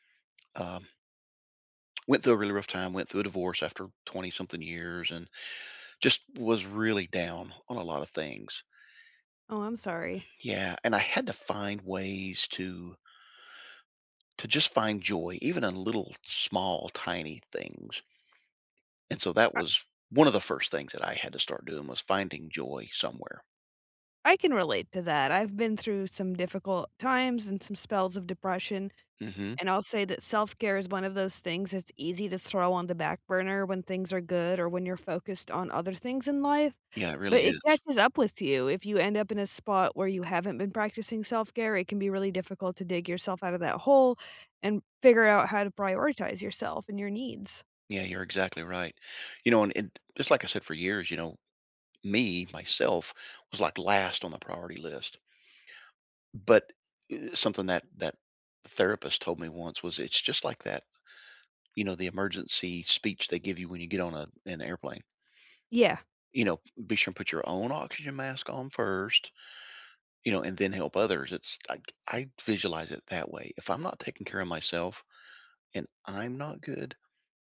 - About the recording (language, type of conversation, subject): English, unstructured, How do you practice self-care in your daily routine?
- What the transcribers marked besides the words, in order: tapping